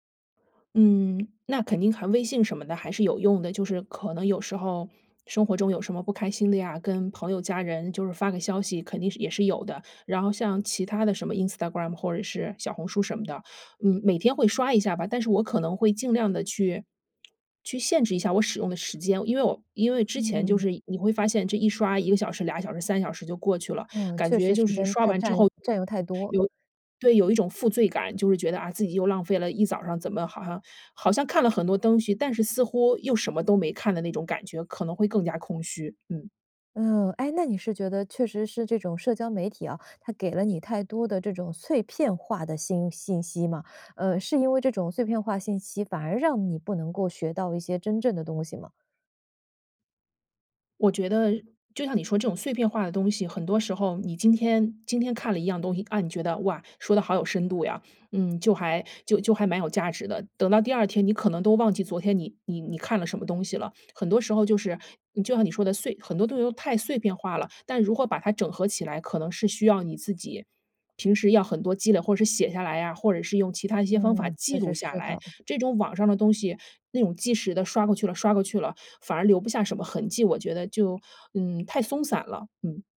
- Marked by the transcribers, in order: other background noise; "东西" said as "灯西"; "信" said as "心"; "即时" said as "既"
- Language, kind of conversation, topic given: Chinese, podcast, 你觉得社交媒体让人更孤独还是更亲近？